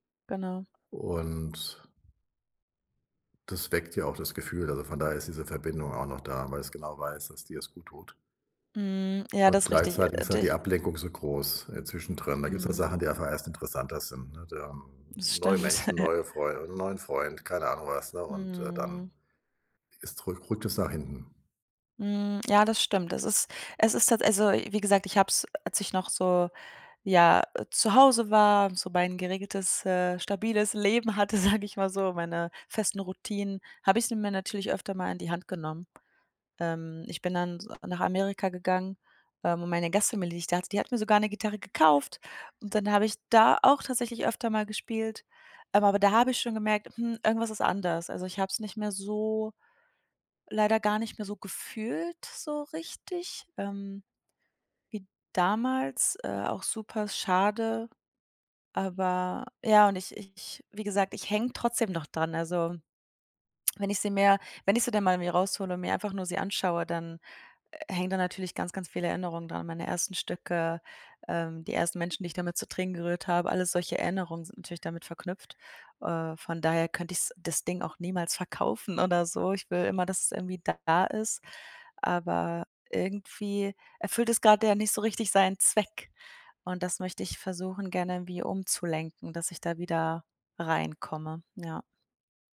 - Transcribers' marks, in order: laughing while speaking: "Das stimmt"; laughing while speaking: "sage ich mal"; stressed: "da"
- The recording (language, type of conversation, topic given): German, advice, Wie kann ich motivierter bleiben und Dinge länger durchziehen?